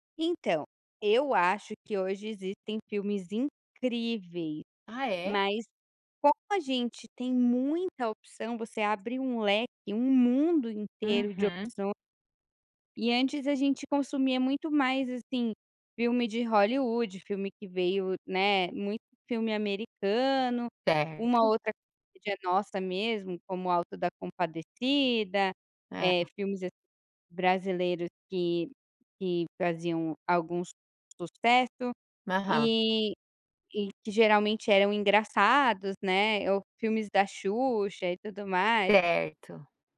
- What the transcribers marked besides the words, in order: tapping; unintelligible speech
- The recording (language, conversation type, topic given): Portuguese, podcast, Como o streaming mudou, na prática, a forma como assistimos a filmes?